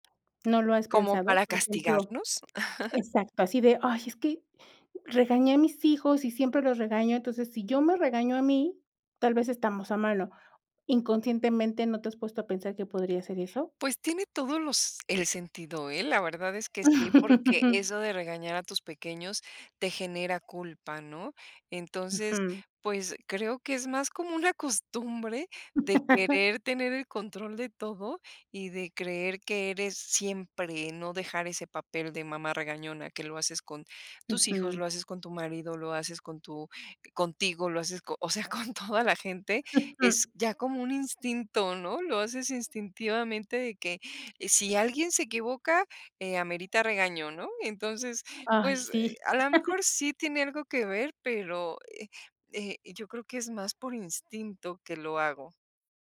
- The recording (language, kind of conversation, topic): Spanish, podcast, ¿Cómo te hablas a ti mismo después de equivocarte?
- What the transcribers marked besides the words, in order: other noise; laugh; laugh; laugh; laughing while speaking: "con toda"; chuckle; laugh